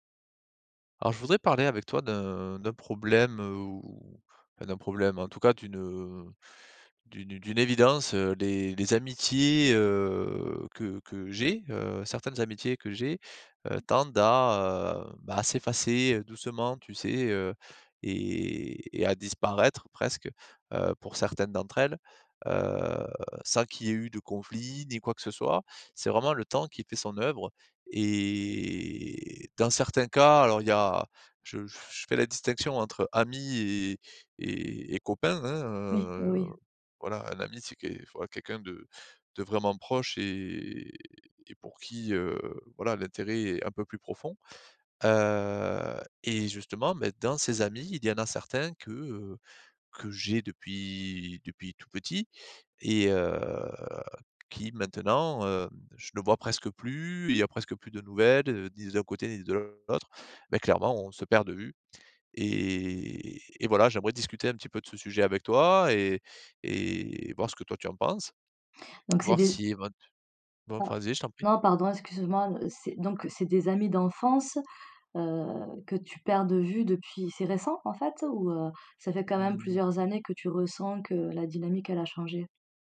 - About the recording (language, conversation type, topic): French, advice, Comment maintenir mes amitiés lorsque la dynamique du groupe change ?
- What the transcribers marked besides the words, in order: drawn out: "heu"; other background noise; drawn out: "heu"; drawn out: "et"; tapping; drawn out: "heu"; drawn out: "et"; drawn out: "Heu"; drawn out: "heu"; drawn out: "Et"